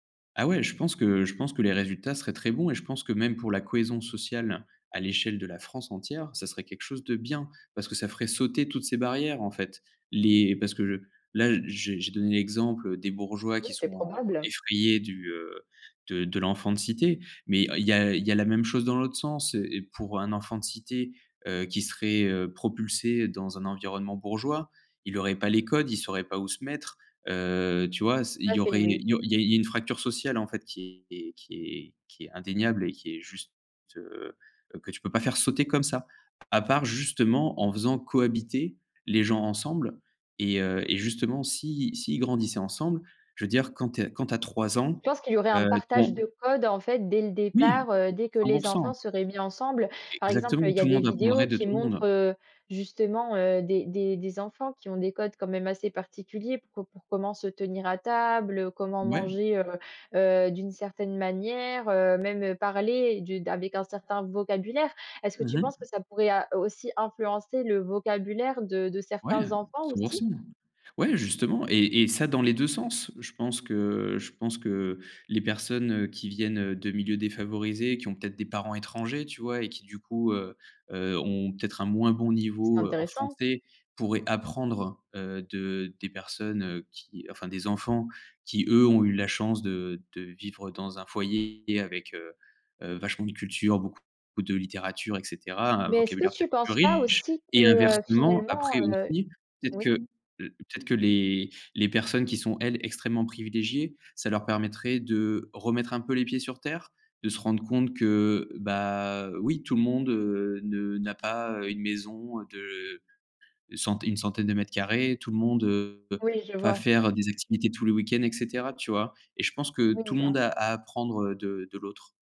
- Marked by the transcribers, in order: other background noise; tapping
- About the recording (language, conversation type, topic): French, podcast, Que faudrait-il changer pour rendre l’école plus équitable ?